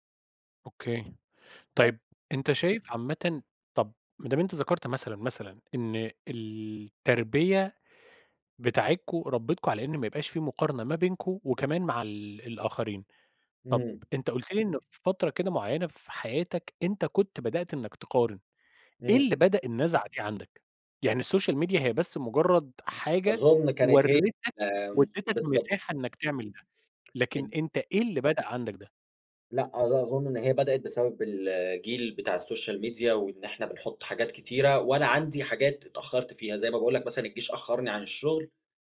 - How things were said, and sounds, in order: unintelligible speech; in English: "السوشيال ميديا"; tapping; in English: "السوشيال ميديا"
- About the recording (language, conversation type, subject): Arabic, podcast, إيه أسهل طريقة تبطّل تقارن نفسك بالناس؟